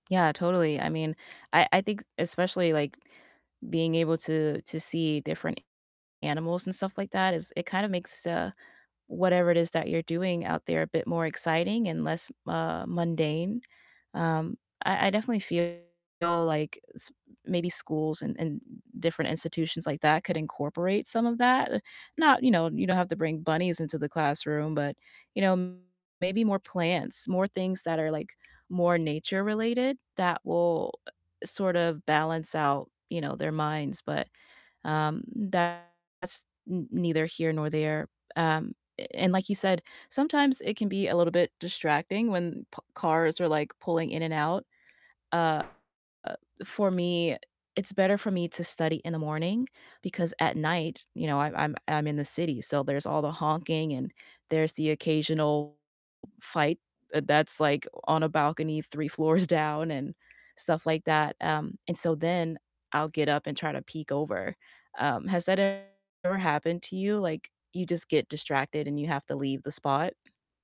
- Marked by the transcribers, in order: distorted speech; tapping; other background noise; laughing while speaking: "floors"
- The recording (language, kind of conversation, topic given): English, unstructured, What is your favorite place to study, and what routines help you focus best?